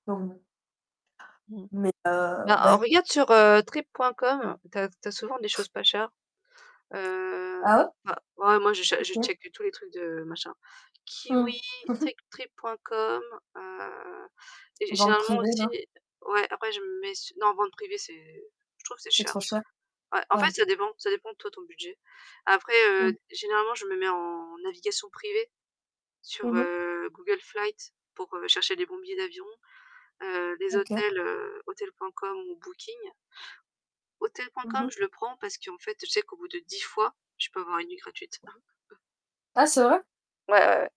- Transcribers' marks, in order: tapping; distorted speech; static; other background noise; in English: "checke"; chuckle; chuckle
- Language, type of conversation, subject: French, unstructured, Comment persuader quelqu’un de partir malgré ses peurs ?